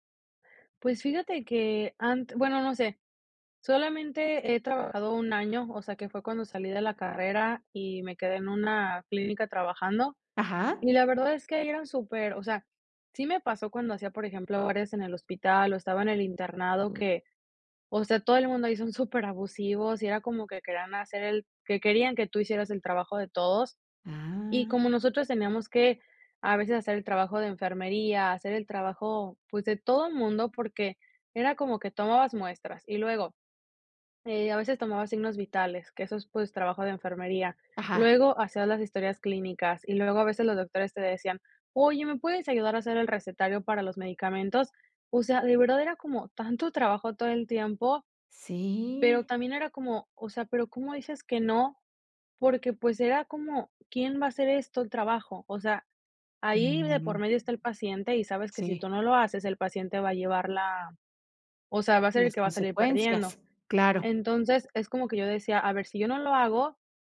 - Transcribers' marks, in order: none
- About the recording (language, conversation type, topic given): Spanish, podcast, ¿Cómo reaccionas cuando alguien cruza tus límites?